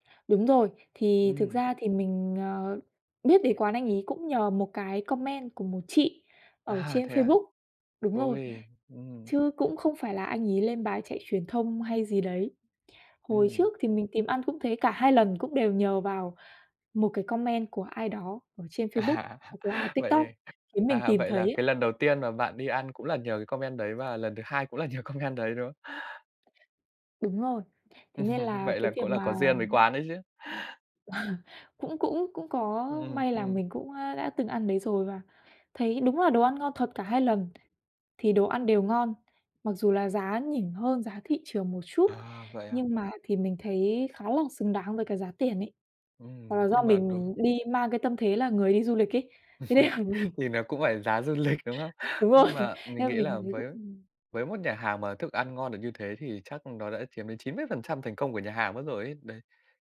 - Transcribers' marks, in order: in English: "comment"; other background noise; in English: "comment"; laughing while speaking: "À!"; laugh; in English: "comment"; laughing while speaking: "cũng là nhờ"; in English: "comment"; tapping; laughing while speaking: "Ừm"; laugh; laughing while speaking: "thế nên là mình"; laugh; laughing while speaking: "du lịch"; laugh
- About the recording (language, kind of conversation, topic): Vietnamese, podcast, Bạn đã từng gặp một người lạ khiến chuyến đi của bạn trở nên đáng nhớ chưa?